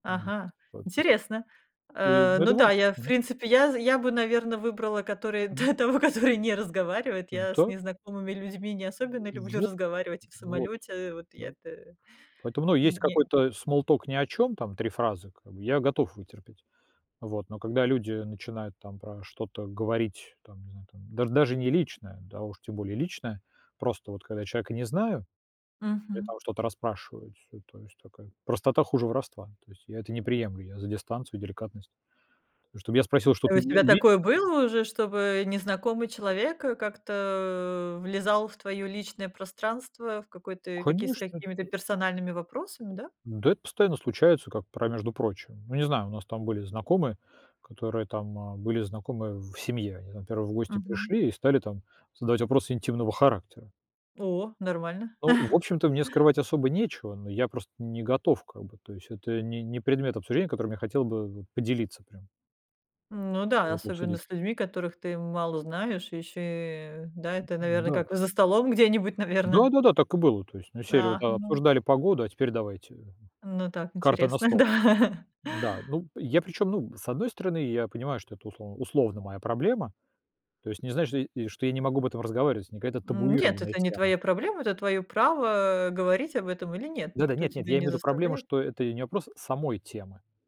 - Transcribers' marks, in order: other noise; laughing while speaking: "т того, который не разговаривает"; in English: "small talk"; chuckle; other background noise; laughing while speaking: "да"
- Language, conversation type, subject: Russian, podcast, насколько важна для вас личная дистанция в разговоре?